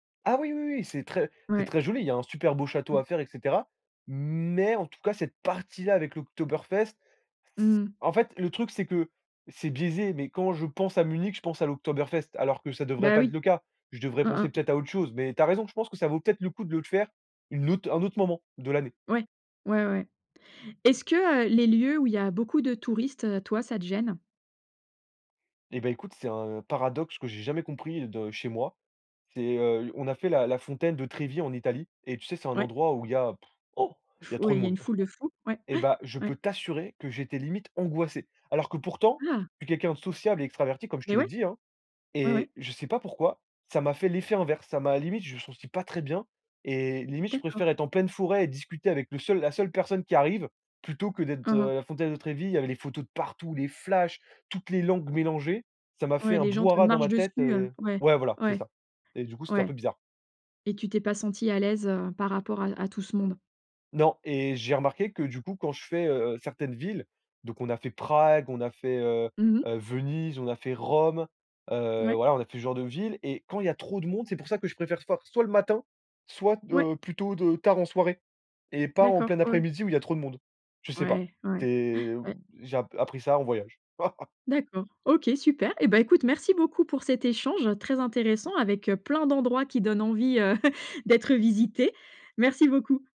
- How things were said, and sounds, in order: blowing; gasp; blowing; chuckle; chuckle
- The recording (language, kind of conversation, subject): French, podcast, Qu’est-ce qui t’attire lorsque tu découvres un nouvel endroit ?